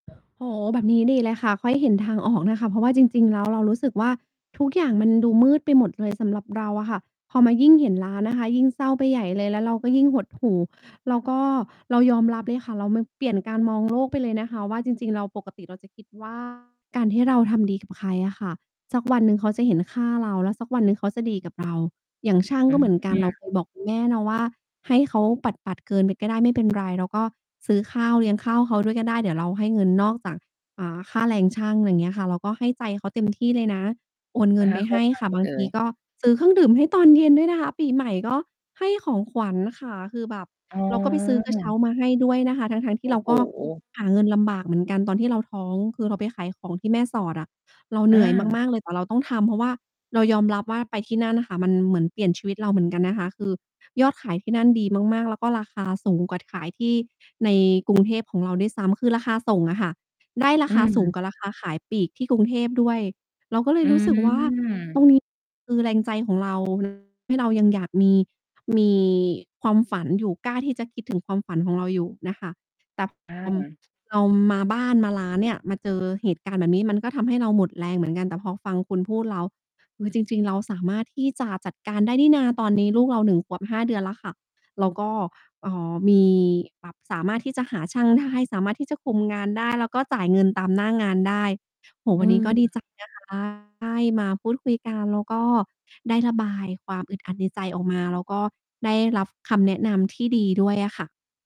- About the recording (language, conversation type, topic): Thai, advice, คุณตั้งเป้าหมายใหญ่เรื่องอะไร และอะไรทำให้คุณรู้สึกหมดแรงจนทำตามไม่ไหวในช่วงนี้?
- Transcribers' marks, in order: other background noise; mechanical hum; distorted speech; static